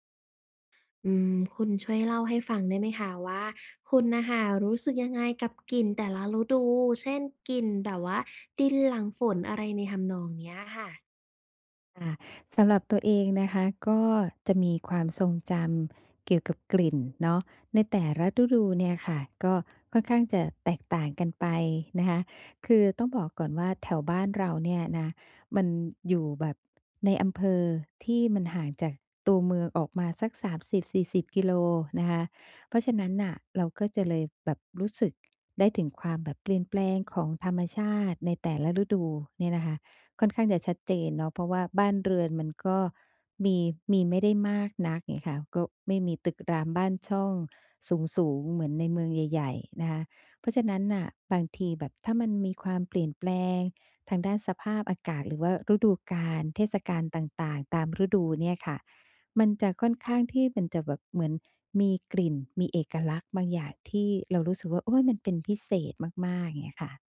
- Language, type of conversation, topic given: Thai, podcast, รู้สึกอย่างไรกับกลิ่นของแต่ละฤดู เช่น กลิ่นดินหลังฝน?
- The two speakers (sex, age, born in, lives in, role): female, 25-29, Thailand, Thailand, host; female, 50-54, Thailand, Thailand, guest
- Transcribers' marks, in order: other background noise